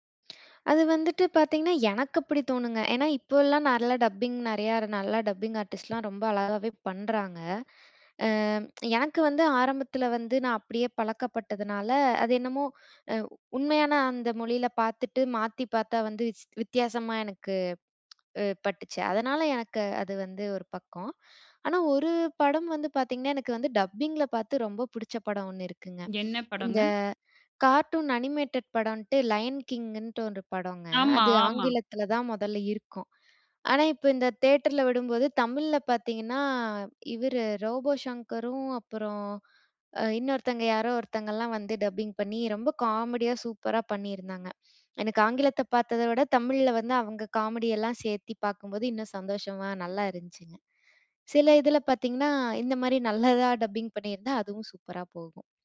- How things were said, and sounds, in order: in English: "டப்பிங்"; in English: "டப்பிங் ஆர்டிஸ்ட்லாம்"; "அழகாவே" said as "அழலாவே"; in English: "டப்பிங்ல"; in English: "கார்ட்டூன் அனிமேட்டட்"; in English: "லயன் கிங்குன்ட்டு"; other background noise; in English: "டப்பிங்"; in English: "டப்பிங்"
- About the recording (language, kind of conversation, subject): Tamil, podcast, சப்டைட்டில்கள் அல்லது டப்பிங் காரணமாக நீங்கள் வேறு மொழிப் படங்களை கண்டுபிடித்து ரசித்திருந்தீர்களா?